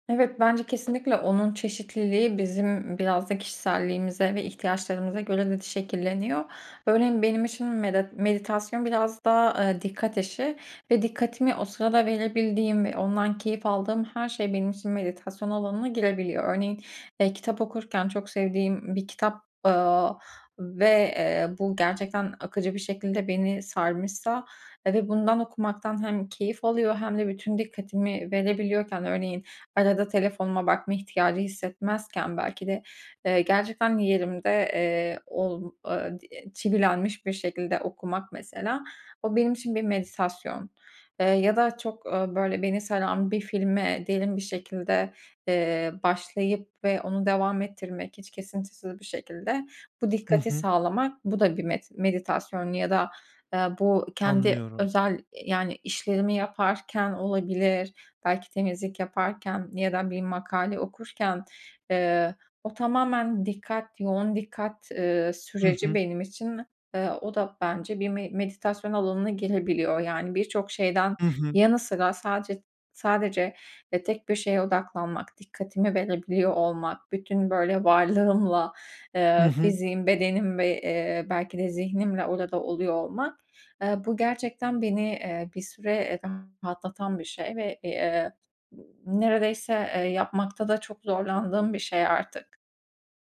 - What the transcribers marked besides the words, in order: none
- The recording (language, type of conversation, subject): Turkish, podcast, Meditasyon sırasında zihnin dağıldığını fark ettiğinde ne yaparsın?